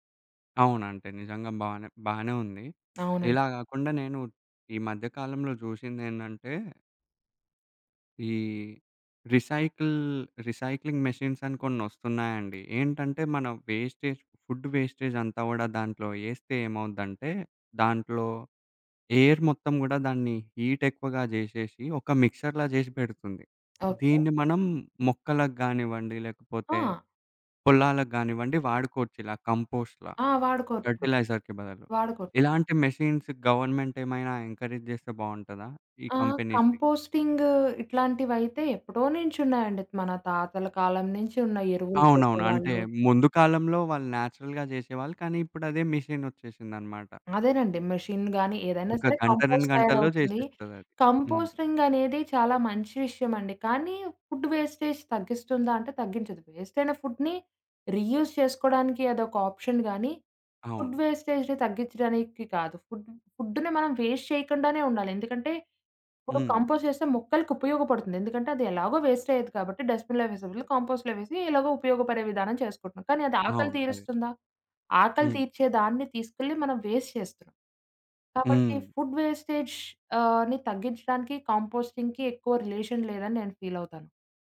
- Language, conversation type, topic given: Telugu, podcast, ఆహార వృథాను తగ్గించడానికి ఇంట్లో సులభంగా పాటించగల మార్గాలు ఏమేమి?
- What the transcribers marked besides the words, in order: tapping; in English: "రిసైకిల్ రిసైక్లింగ్ మెషిన్స్"; in English: "వేస్టేజ్ ఫుడ్"; in English: "ఎయిర్"; in English: "మిక్సర్‌లా"; in English: "కంపోస్ట్‌లా. ఫెర్టిలైజర్‌కి"; in English: "మెషిన్స్"; in English: "ఎంకరేజ్"; in English: "కంపెనీస్‌ని"; in English: "కంపోస్టింగ్"; in English: "నేచురల్‌గా"; in English: "కంపోస్ట్"; in English: "ఫుడ్ వేస్టేజ్"; in English: "ఫుడ్‌ని రీయూజ్"; in English: "ఆప్షన్"; in English: "ఫుడ్ వేస్టేజ్‌ని"; in English: "ఫుడ్ ఫుడ్‌ని"; in English: "వేస్ట్"; in English: "కంపోస్ట్"; in English: "డస్ట్‌బిన్‌లో"; in English: "కంపోస్ట్‌లో"; in English: "వేస్ట్"; in English: "ఫుడ్ వేస్టేజ్"; in English: "కంపోస్టింగ్‌కి"; in English: "రిలేషన్"